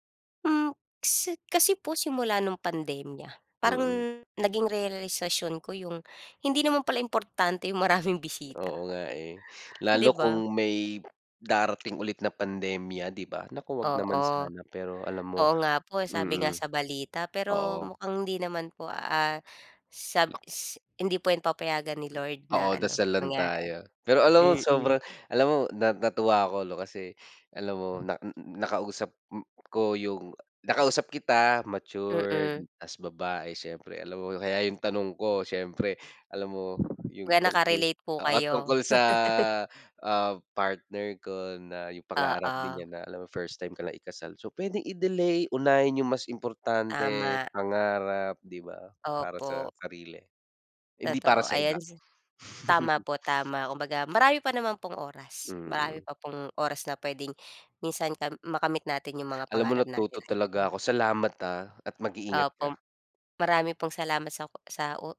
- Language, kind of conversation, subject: Filipino, unstructured, Ano ang pinakamahalagang pangarap mo sa buhay?
- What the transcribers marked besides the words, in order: other background noise; tapping; laugh; chuckle